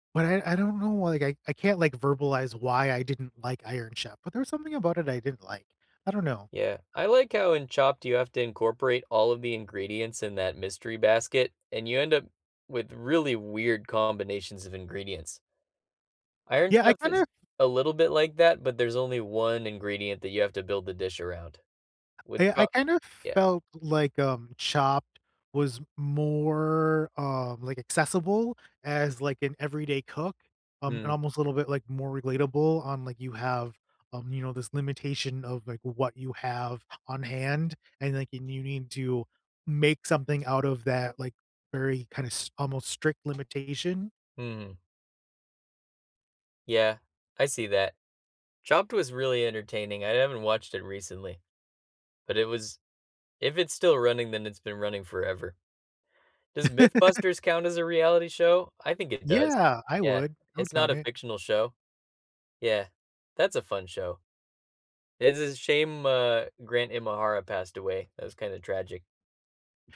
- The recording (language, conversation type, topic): English, unstructured, Which reality TV guilty pleasures keep you hooked, and what makes them irresistible to you?
- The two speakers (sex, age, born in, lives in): male, 25-29, United States, United States; male, 35-39, United States, United States
- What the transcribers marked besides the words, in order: other background noise; drawn out: "more"; tapping; laugh